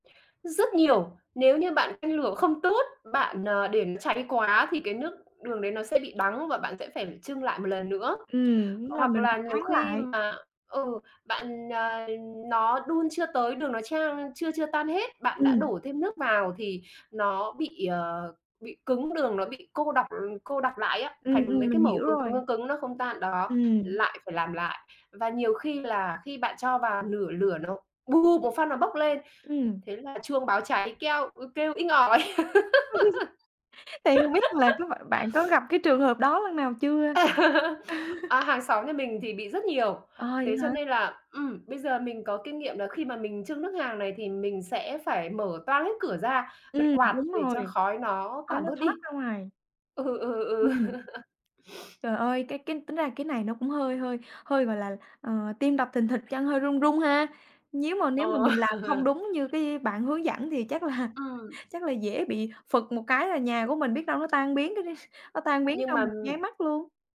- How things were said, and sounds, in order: tapping; laugh; laugh; sniff; laugh; laughing while speaking: "ừ"; laugh; sniff; laugh; laughing while speaking: "là"; laughing while speaking: "đi"
- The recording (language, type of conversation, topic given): Vietnamese, podcast, Món ăn bạn tự nấu mà bạn thích nhất là món gì?